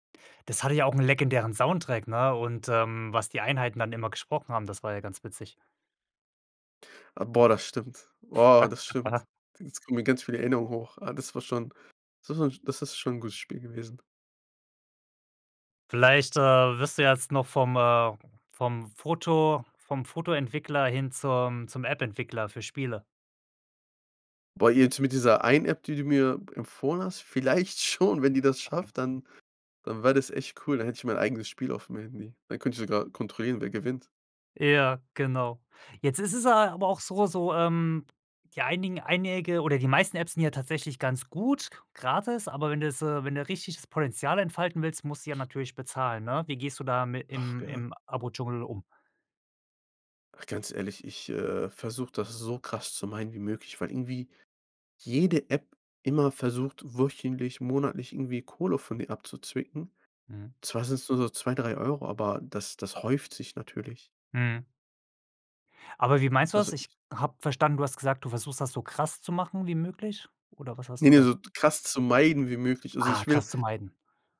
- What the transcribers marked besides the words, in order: chuckle; laughing while speaking: "schon"; stressed: "meiden"
- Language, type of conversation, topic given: German, podcast, Welche Apps erleichtern dir wirklich den Alltag?